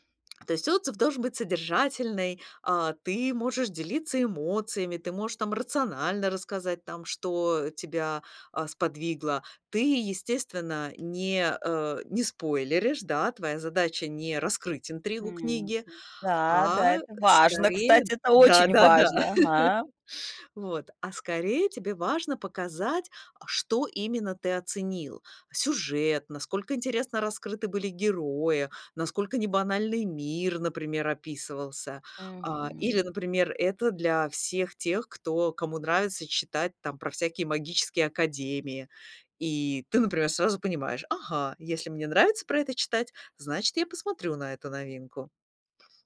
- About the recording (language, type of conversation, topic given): Russian, podcast, Как выбрать идеальную книгу для чтения?
- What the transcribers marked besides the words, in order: tapping; laugh